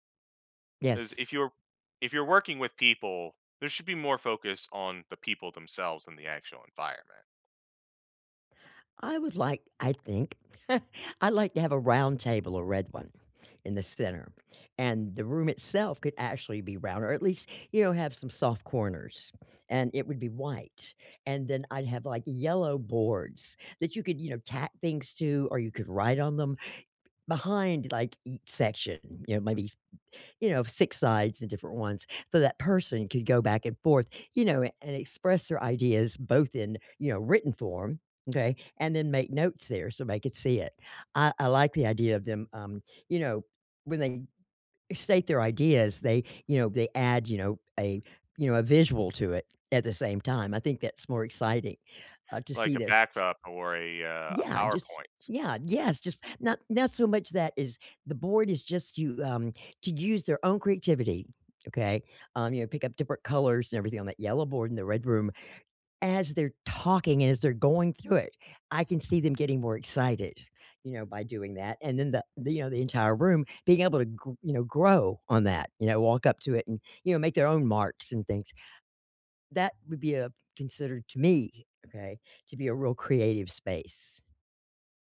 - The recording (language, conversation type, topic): English, unstructured, What does your ideal work environment look like?
- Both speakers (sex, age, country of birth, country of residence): female, 65-69, United States, United States; male, 35-39, United States, United States
- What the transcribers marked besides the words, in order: other background noise; laugh; tapping